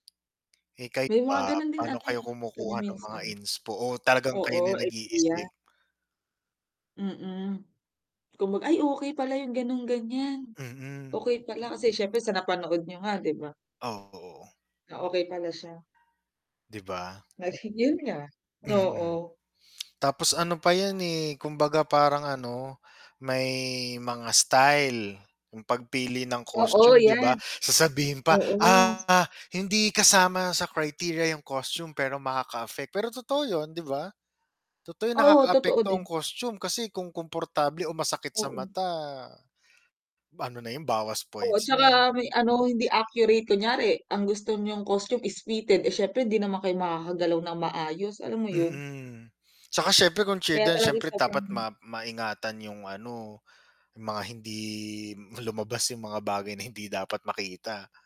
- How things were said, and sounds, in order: static; distorted speech; tapping; laughing while speaking: "hindi lumabas 'yung mga bagay na hindi dapat makita"
- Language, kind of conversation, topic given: Filipino, unstructured, Ano ang pinakatumatak sa iyong karanasan sa isang espesyal na okasyon sa paaralan?
- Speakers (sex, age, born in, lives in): female, 25-29, Philippines, Philippines; male, 35-39, Philippines, Philippines